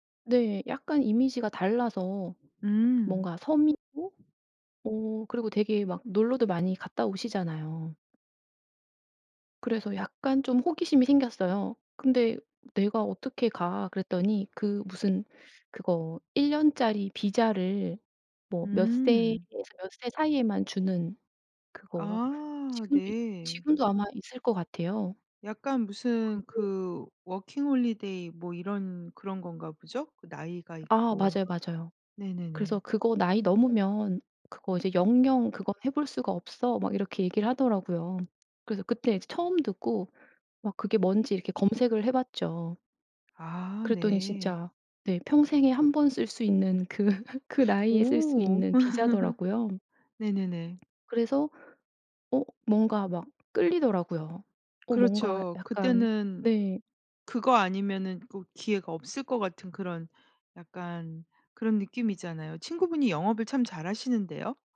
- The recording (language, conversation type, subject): Korean, podcast, 직감이 삶을 바꾼 경험이 있으신가요?
- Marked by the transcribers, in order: other background noise; laugh